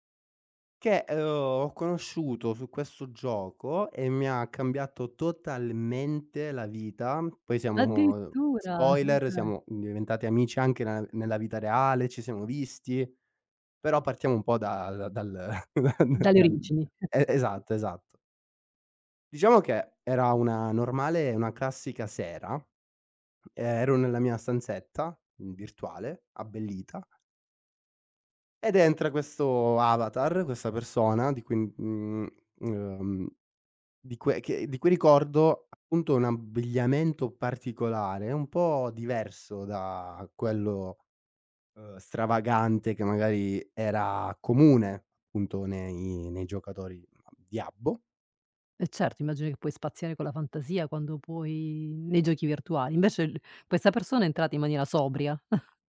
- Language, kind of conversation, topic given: Italian, podcast, In che occasione una persona sconosciuta ti ha aiutato?
- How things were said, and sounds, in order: chuckle; laughing while speaking: "dal"; chuckle; tapping; other noise; chuckle